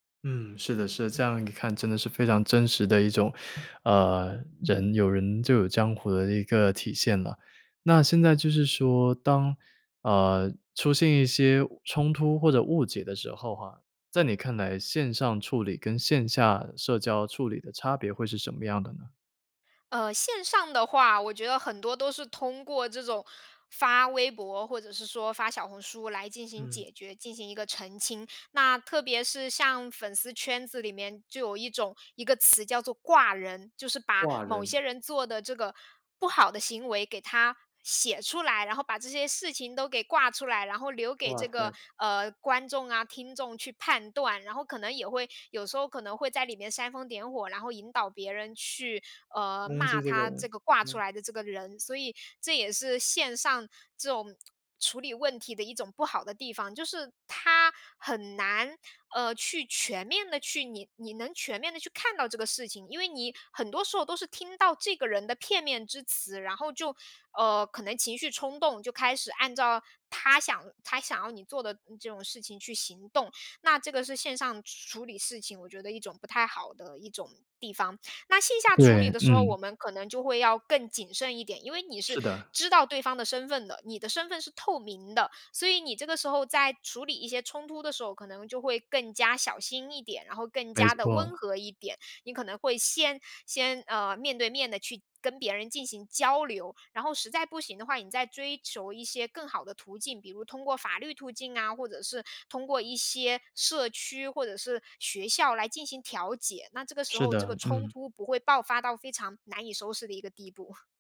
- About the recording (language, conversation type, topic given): Chinese, podcast, 线上社群能替代现实社交吗？
- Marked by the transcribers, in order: other background noise